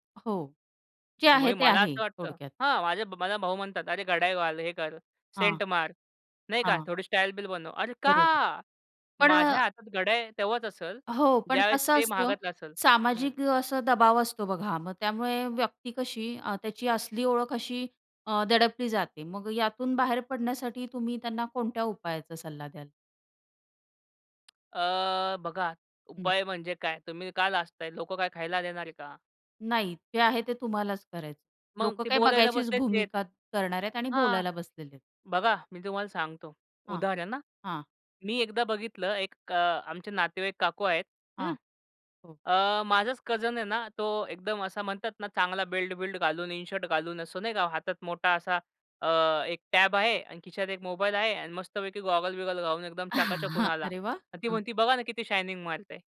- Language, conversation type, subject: Marathi, podcast, तुमच्यासाठी अस्सल दिसणे म्हणजे काय?
- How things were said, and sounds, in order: tapping; in English: "कझन"; chuckle